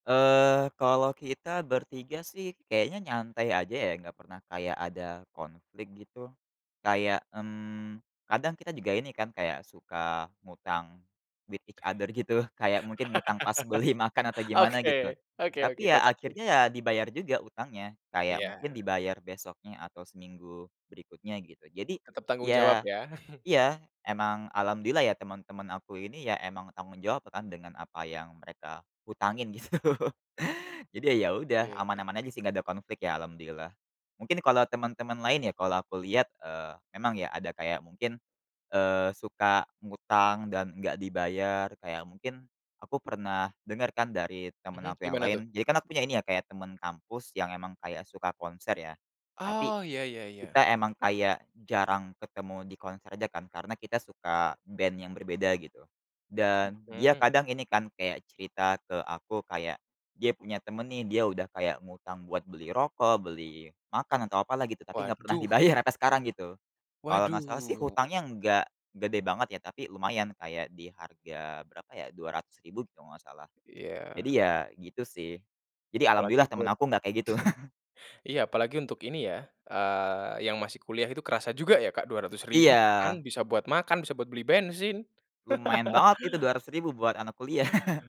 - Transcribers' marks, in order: in English: "with each other"; laugh; laughing while speaking: "Oke oke oke, kocak sih"; laughing while speaking: "beli"; chuckle; laughing while speaking: "gitu"; laugh; other background noise; tapping; laugh; laugh; laugh
- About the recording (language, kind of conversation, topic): Indonesian, podcast, Pernahkah kamu bertemu teman dekat melalui hobi?